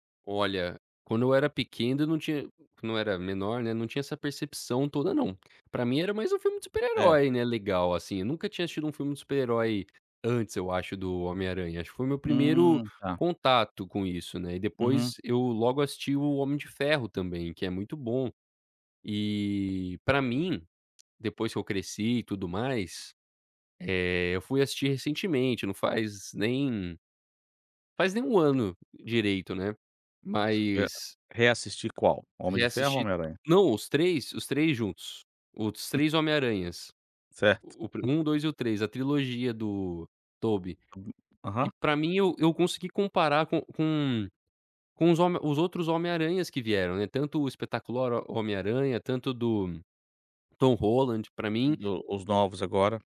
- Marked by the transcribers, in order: chuckle
- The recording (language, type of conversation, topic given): Portuguese, podcast, Me conta sobre um filme que marcou sua vida?